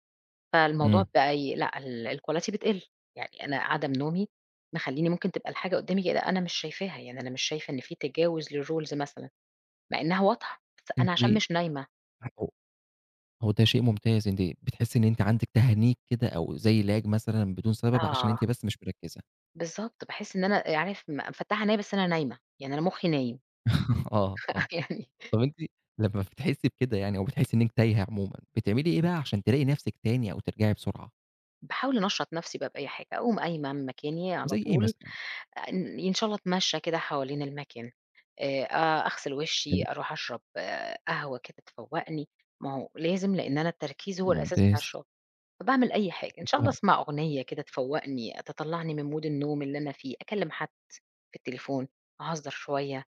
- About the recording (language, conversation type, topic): Arabic, podcast, إزاي بتنظّم نومك عشان تحس بنشاط؟
- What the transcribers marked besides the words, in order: in English: "الQuality"; in English: "للRules"; unintelligible speech; in English: "تهنيج"; in English: "Lag"; laugh; laughing while speaking: "آه"; laughing while speaking: "فيعني"; other noise; in English: "mood"